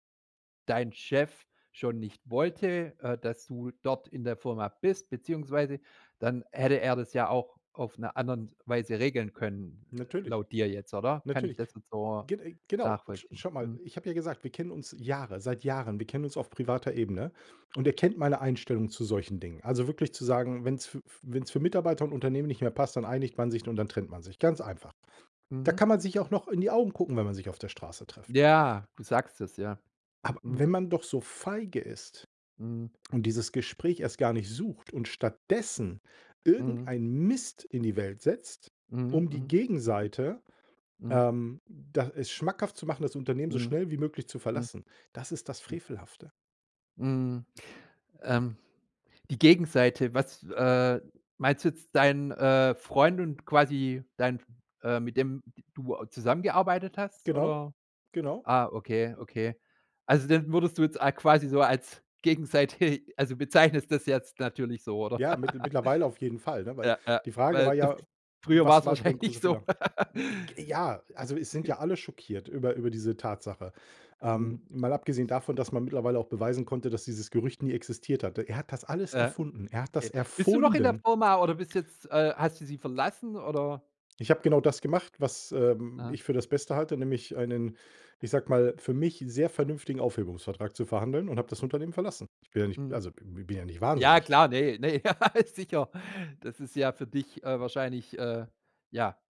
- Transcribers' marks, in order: tapping; other background noise; stressed: "Mist"; other noise; laughing while speaking: "gegenseitig"; laugh; laughing while speaking: "wahrscheinlich so"; laugh; snort; stressed: "erfunden"; laughing while speaking: "ja"
- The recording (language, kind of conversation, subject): German, podcast, Wann ist dir im Job ein großer Fehler passiert, und was hast du daraus gelernt?